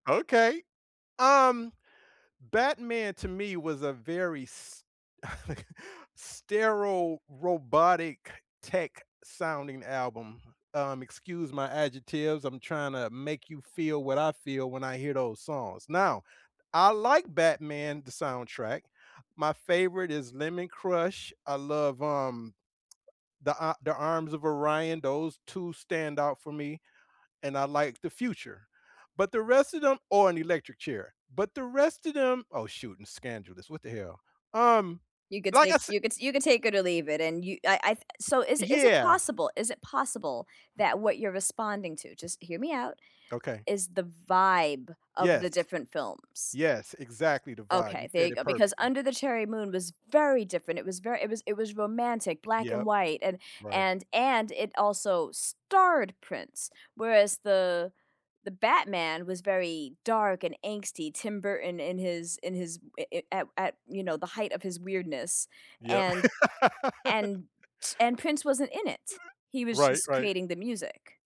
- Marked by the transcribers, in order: laughing while speaking: "okay"; "Scandalous" said as "scangalous"; stressed: "starred"; laugh
- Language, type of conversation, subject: English, unstructured, Which movie soundtracks do you love more than the films themselves, and why?